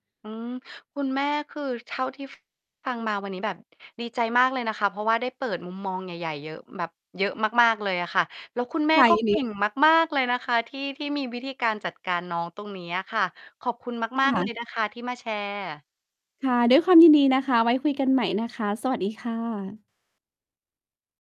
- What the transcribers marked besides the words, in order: distorted speech
- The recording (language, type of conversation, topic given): Thai, podcast, คุณมีวิธีปรับเมนูอย่างไรให้เด็กยอมกินผักมากขึ้น?